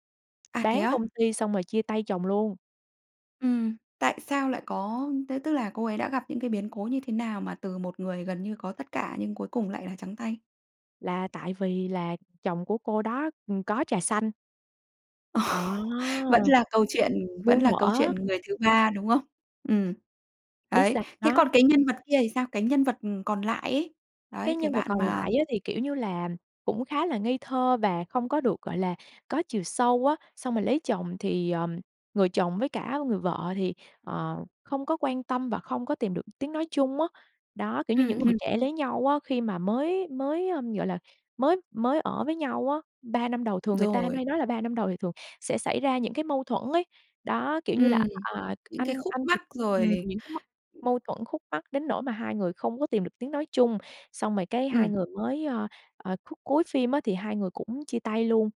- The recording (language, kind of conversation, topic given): Vietnamese, podcast, Bạn có thể kể về một bộ phim khiến bạn nhớ mãi không?
- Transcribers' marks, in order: tapping; laughing while speaking: "Ồ"; other background noise